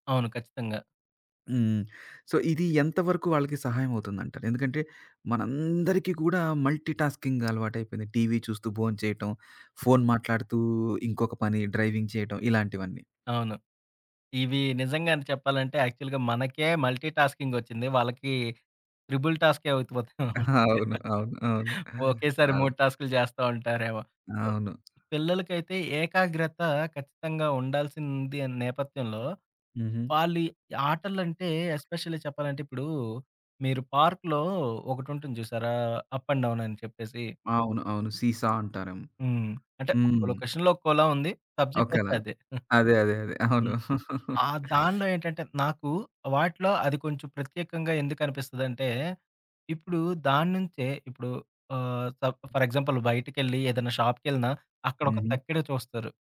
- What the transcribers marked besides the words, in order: in English: "సో"; stressed: "మనందరికీ"; in English: "మల్టీటాస్కింగ్"; in English: "డ్రైవింగ్"; tapping; in English: "యాక్చువల్‌గా"; in English: "త్రిబుల్"; chuckle; unintelligible speech; chuckle; other background noise; in English: "ఎస్పెషల్లీ"; in English: "అప్ అండ్ డౌన్"; in English: "సీ-సా"; in English: "లొకేషన్‌లో"; unintelligible speech; in English: "సబ్జెక్ట్"; chuckle; in English: "ఫర్ ఎగ్జాంపుల్"
- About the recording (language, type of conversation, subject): Telugu, podcast, పార్కులో పిల్లలతో ఆడేందుకు సరిపోయే మైండ్‌ఫుల్ ఆటలు ఏవి?